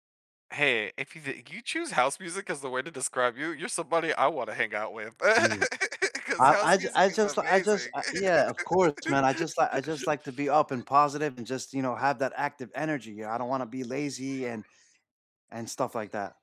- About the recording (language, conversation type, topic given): English, unstructured, What song or playlist matches your mood today?
- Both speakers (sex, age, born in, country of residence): male, 30-34, United States, United States; male, 35-39, United States, United States
- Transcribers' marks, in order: other background noise; laugh; laugh; other animal sound